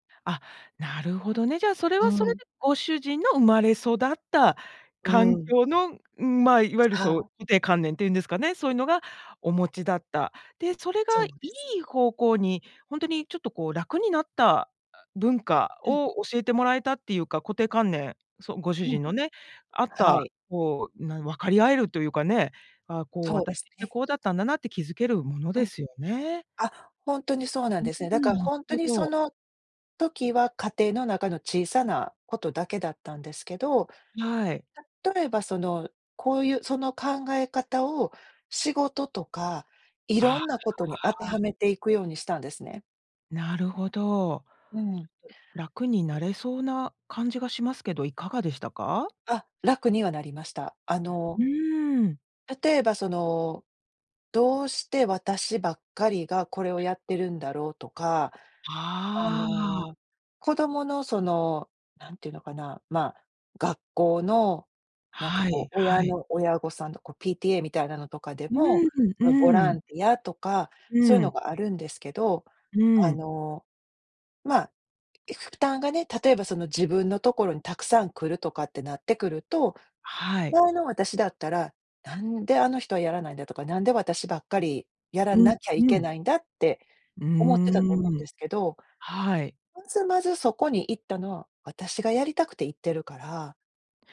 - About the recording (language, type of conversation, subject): Japanese, podcast, 自分の固定観念に気づくにはどうすればいい？
- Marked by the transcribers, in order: other noise